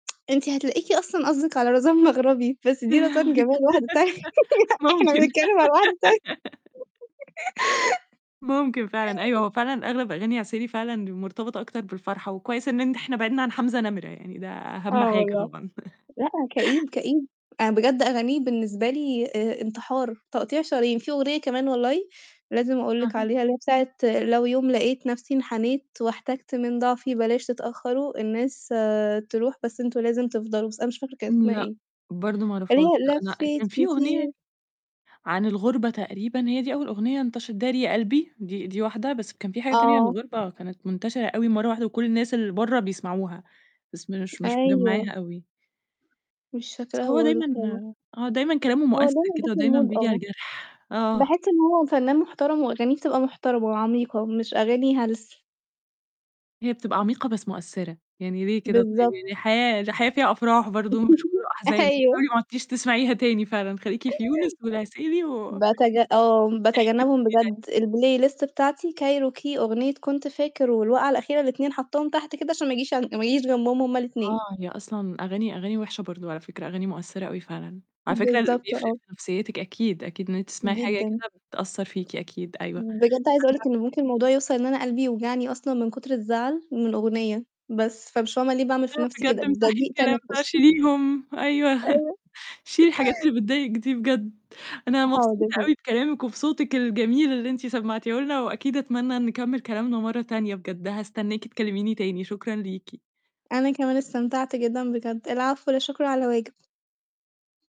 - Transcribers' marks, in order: tsk; laugh; laughing while speaking: "واحدة تانية. إحنا بنتكلم على وحدة تانية"; laugh; chuckle; chuckle; singing: "لفيت كتير"; other background noise; unintelligible speech; unintelligible speech; laugh; unintelligible speech; in English: "الplay list"; distorted speech; chuckle; laugh; static
- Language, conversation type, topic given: Arabic, podcast, إيه الأغنية اللي بتحس إنها شريط حياتك؟